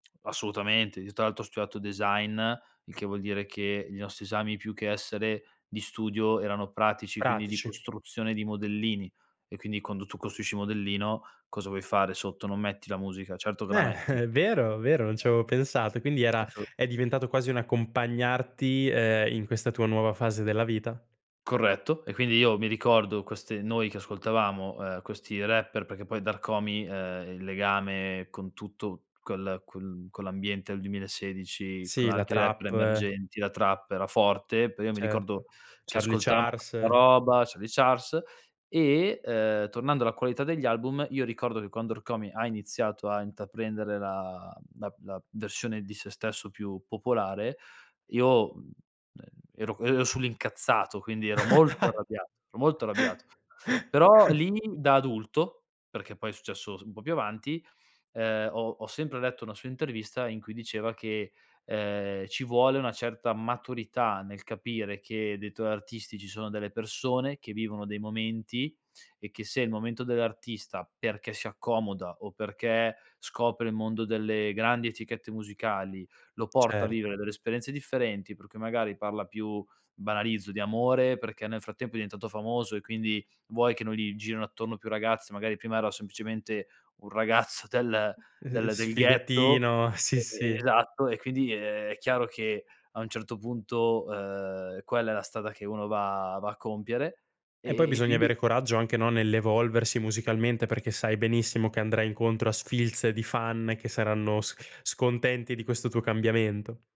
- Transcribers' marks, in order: chuckle; other background noise; unintelligible speech; "intraprendere" said as "intaprendere"; chuckle; laughing while speaking: "ragazzo"
- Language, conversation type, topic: Italian, podcast, Quale album definisce un periodo della tua vita?